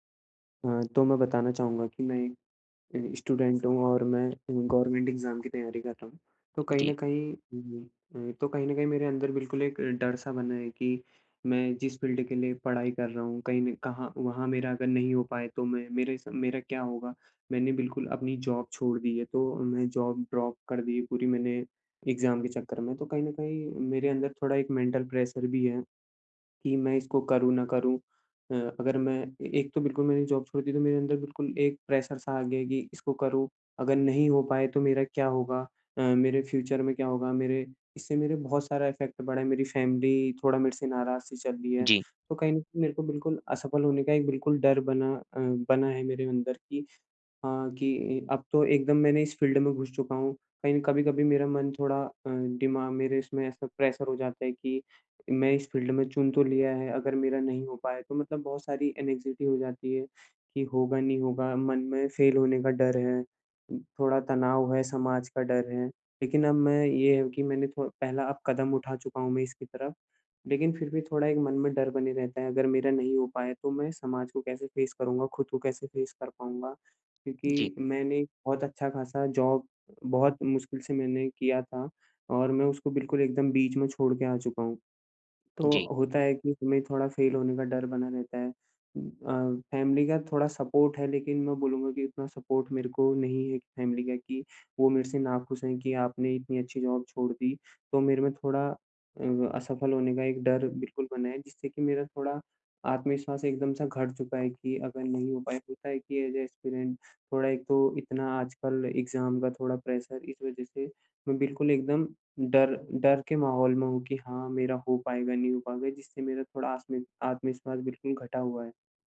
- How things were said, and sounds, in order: tapping; in English: "स्टूडेंट"; in English: "गवर्नमेंट एग्ज़ाम"; in English: "फ़ील्ड"; in English: "जॉब"; in English: "जॉब ड्रॉप"; in English: "एग्ज़ाम"; in English: "मैंटल प्रेशर"; in English: "जॉब"; in English: "प्रेशर"; in English: "फ्यूचर"; in English: "इफ़ेक्ट"; in English: "फ़ैमिली"; in English: "फ़ील्ड"; in English: "प्रेशर"; in English: "फ़ील्ड"; in English: "एंग्ज़ायटी"; in English: "फ़ेस"; in English: "फ़ेस"; in English: "जॉब"; other background noise; in English: "फ़ैमिली"; in English: "सपोर्ट"; in English: "सपोर्ट"; in English: "फ़ैमिली"; in English: "जॉब"; in English: "ऐज़ अ एस्पिरैंट"; in English: "एग्ज़ाम"; in English: "प्रेशर"
- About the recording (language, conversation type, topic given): Hindi, advice, असफलता का डर मेरा आत्मविश्वास घटा रहा है और मुझे पहला कदम उठाने से रोक रहा है—मैं क्या करूँ?